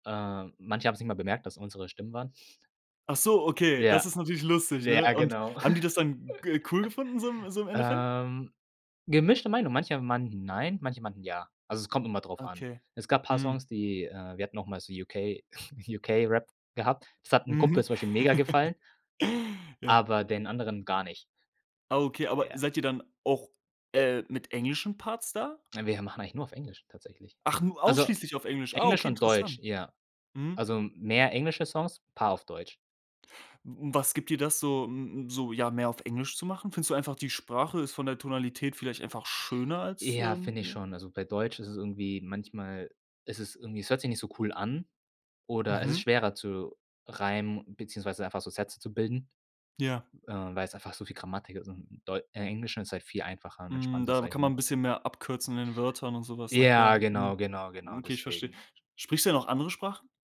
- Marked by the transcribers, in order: chuckle; snort; chuckle; surprised: "Ach, nur ausschließlich auf Englisch"; stressed: "ausschließlich"
- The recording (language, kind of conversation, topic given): German, podcast, Hast du schon einmal zufällig eine neue Leidenschaft entdeckt?